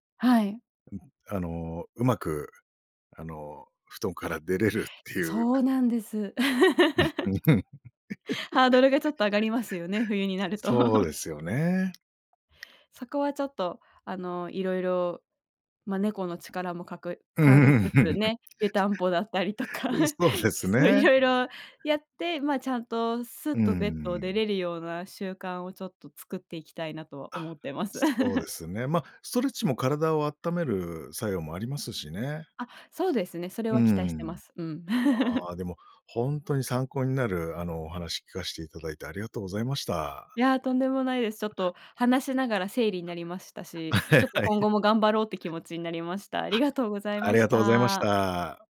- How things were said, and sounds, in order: other background noise; laugh; laugh; tapping; laughing while speaking: "うん"; laugh; laughing while speaking: "とか、そう"; laugh; laugh; laughing while speaking: "あ、はい"; other noise
- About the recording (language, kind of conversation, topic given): Japanese, podcast, 朝のルーティンについて教えていただけますか？
- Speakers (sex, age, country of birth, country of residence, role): female, 30-34, Japan, Japan, guest; male, 45-49, Japan, Japan, host